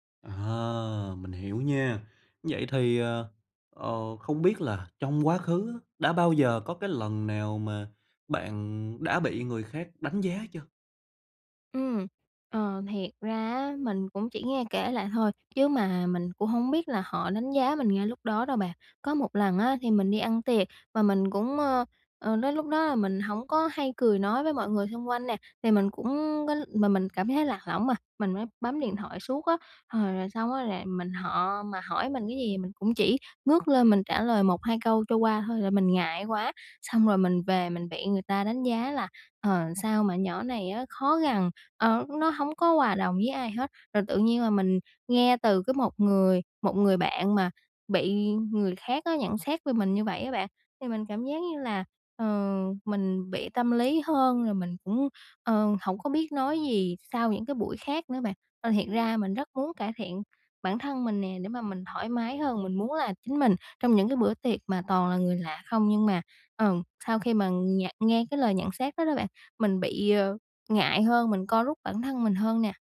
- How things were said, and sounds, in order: tapping; other background noise
- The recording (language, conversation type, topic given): Vietnamese, advice, Làm sao để tôi không còn cảm thấy lạc lõng trong các buổi tụ tập?